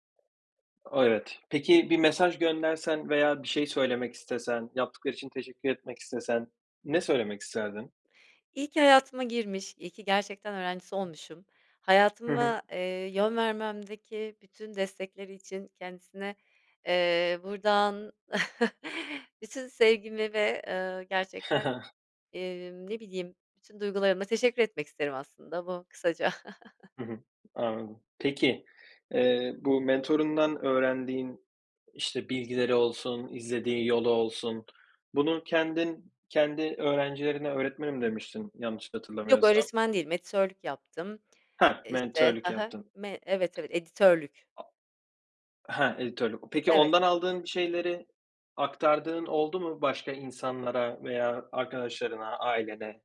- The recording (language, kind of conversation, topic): Turkish, podcast, Seni çok etkileyen bir öğretmenin ya da mentorun var mı?
- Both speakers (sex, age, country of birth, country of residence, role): female, 40-44, Turkey, Spain, guest; male, 20-24, Turkey, Germany, host
- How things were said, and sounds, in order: tapping; other background noise; chuckle; chuckle